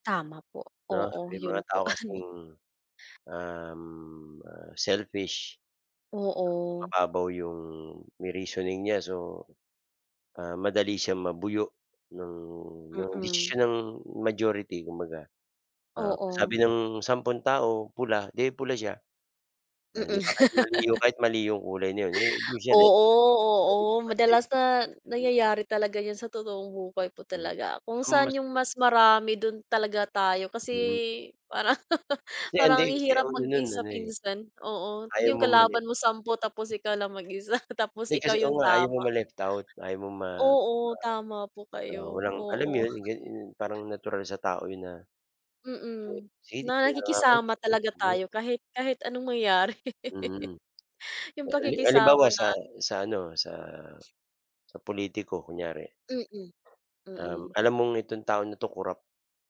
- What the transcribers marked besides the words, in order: other background noise; other noise; laugh; tapping; laughing while speaking: "parang"; unintelligible speech; laugh
- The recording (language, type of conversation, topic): Filipino, unstructured, Paano mo pinipili kung alin ang tama o mali?